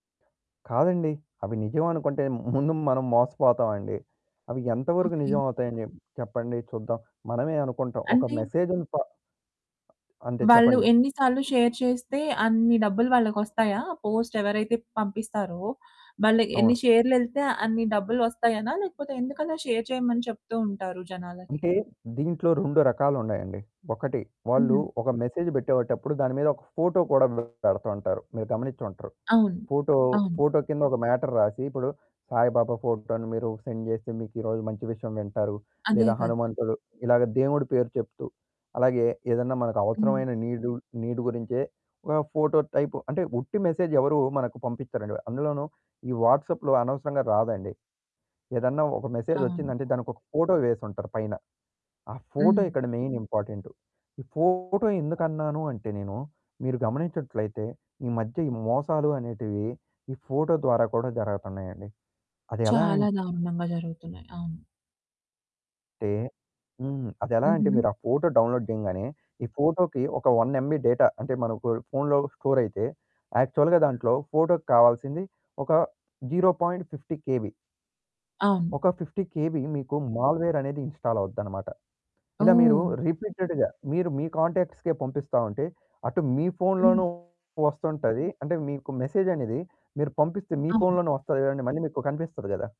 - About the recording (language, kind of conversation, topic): Telugu, podcast, మీకు నిజంగా ఏ సమాచారం అవసరమో మీరు ఎలా నిర్ణయిస్తారు?
- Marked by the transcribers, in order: chuckle; other background noise; in English: "షేర్"; in English: "పోస్ట్"; in English: "షేర్"; in English: "మెసేజ్"; distorted speech; in English: "మ్యాటర్"; in English: "సెండ్"; in English: "నీడ్"; in English: "టైప్"; in English: "మెసేజ్"; in English: "వాట్సాప్‌లో"; in English: "మెసేజ్"; in English: "మెయిన్"; in English: "డౌన్లోడ్"; in English: "వన్ ఎంబీ డేటా"; in English: "స్టోర్"; in English: "యాక్చువల్‌గా"; in English: "జీరో పాయింట్ ఫిఫ్టీ కేబీ"; in English: "ఫిఫ్టీ కేబీ"; in English: "మాల్‌వేర్"; in English: "ఇన్‌స్టాల్"; in English: "రిపీటెడ్‌గా"; in English: "కాంటాక్ట్స్‌కే"; in English: "మెసేజ్"